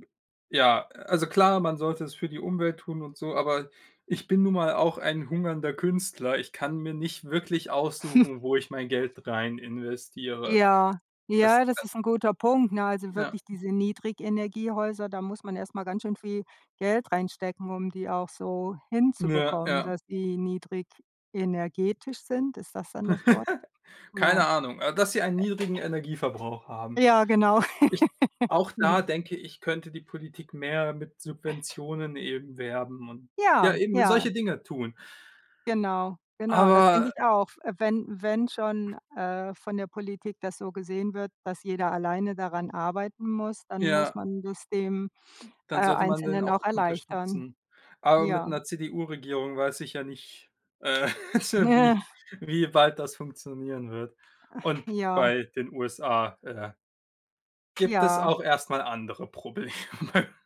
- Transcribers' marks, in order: snort; other background noise; chuckle; tapping; other noise; chuckle; laughing while speaking: "Ja"; laughing while speaking: "Ja"; chuckle; sigh; laughing while speaking: "Probleme"
- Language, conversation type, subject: German, unstructured, Wie kann jede und jeder im Alltag die Umwelt besser schützen?